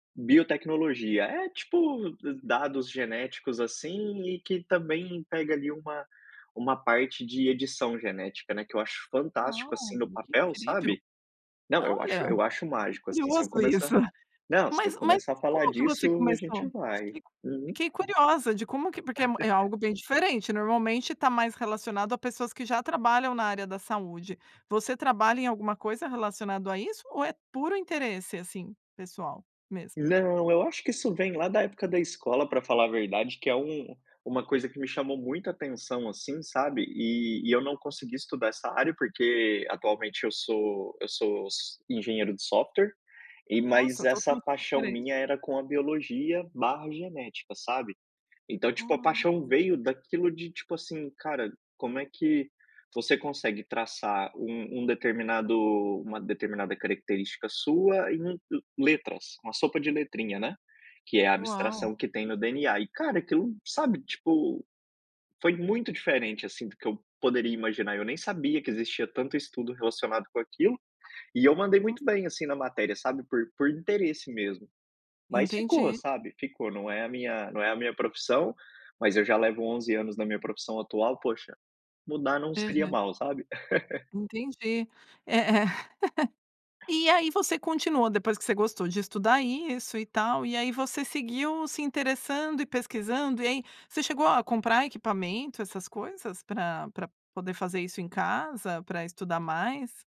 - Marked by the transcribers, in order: laugh; laugh
- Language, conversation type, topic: Portuguese, podcast, Qual é o seu sonho relacionado a esse hobby?